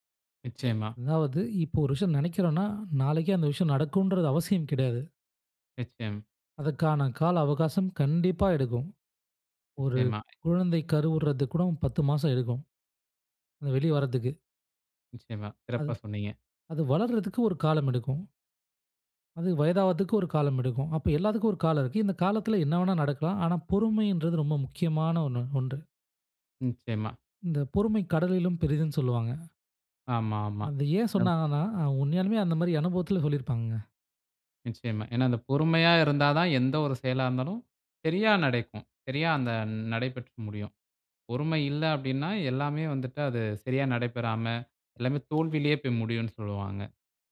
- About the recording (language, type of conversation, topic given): Tamil, podcast, கற்றதை நீண்டகாலம் நினைவில் வைத்திருக்க நீங்கள் என்ன செய்கிறீர்கள்?
- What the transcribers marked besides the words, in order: other background noise